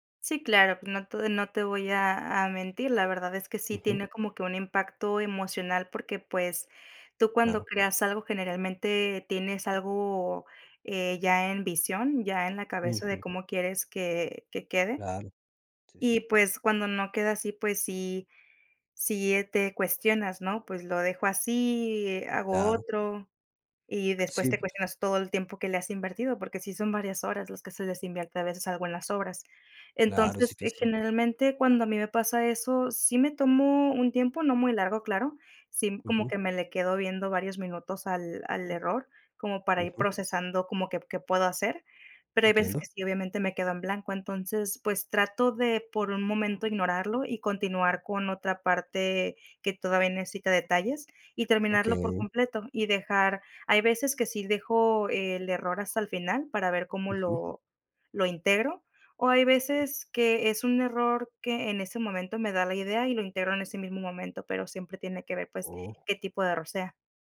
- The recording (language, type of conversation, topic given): Spanish, podcast, ¿Qué papel juega el error en tu proceso creativo?
- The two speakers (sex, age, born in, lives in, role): female, 30-34, Mexico, Mexico, guest; male, 25-29, Mexico, Mexico, host
- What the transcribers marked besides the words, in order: none